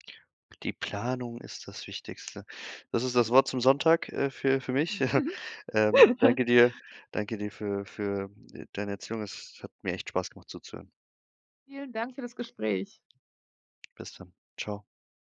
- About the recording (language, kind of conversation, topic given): German, podcast, Wie triffst du Entscheidungen bei großen Lebensumbrüchen wie einem Umzug?
- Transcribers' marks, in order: other background noise; chuckle